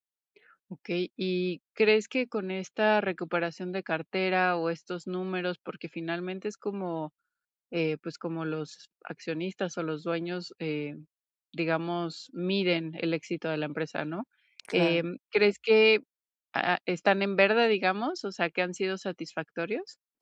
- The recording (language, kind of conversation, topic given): Spanish, advice, ¿Cómo puedo mantener mi motivación en el trabajo cuando nadie reconoce mis esfuerzos?
- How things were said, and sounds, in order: none